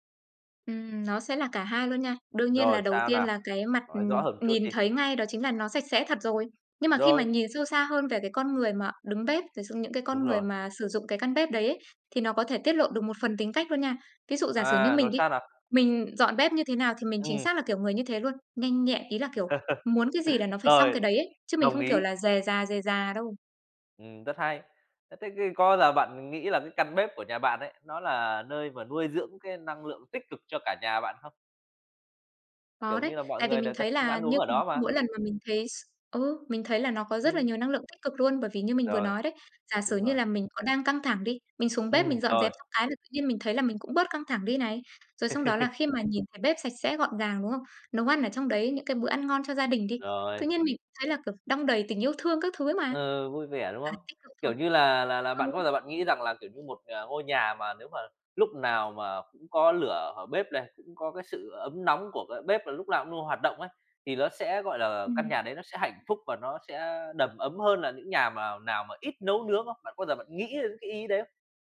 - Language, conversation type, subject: Vietnamese, podcast, Bạn có mẹo nào để giữ bếp luôn gọn gàng không?
- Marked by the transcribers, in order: tapping; other background noise; laugh; laugh